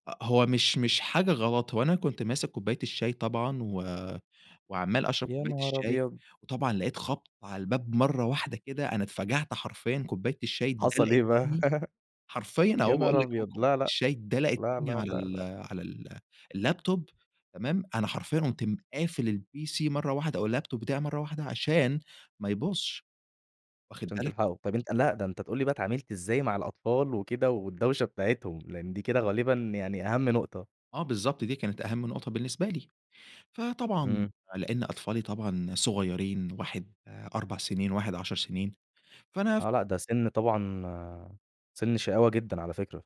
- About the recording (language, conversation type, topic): Arabic, podcast, إزاي تخلي البيت مناسب للشغل والراحة مع بعض؟
- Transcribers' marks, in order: chuckle; in English: "اللاب توب"; in English: "الPC"; in English: "اللاب توب"